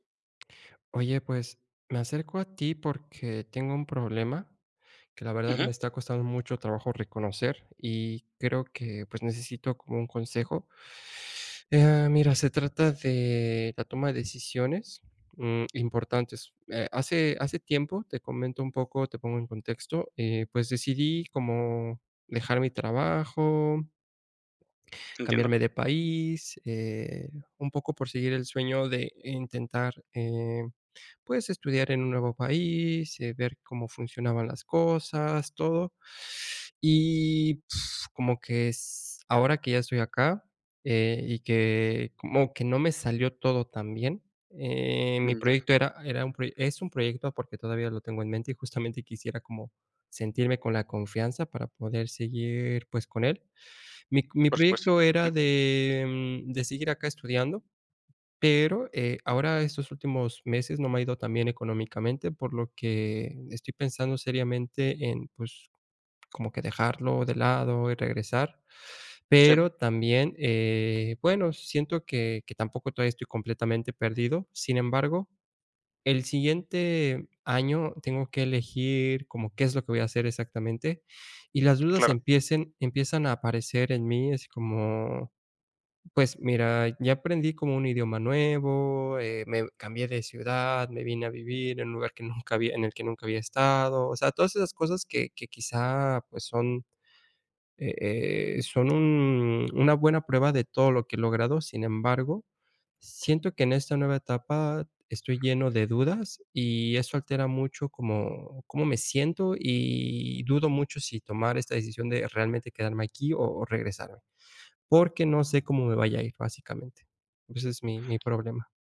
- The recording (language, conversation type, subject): Spanish, advice, ¿Cómo puedo tomar decisiones importantes con más seguridad en mí mismo?
- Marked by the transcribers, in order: lip trill; other background noise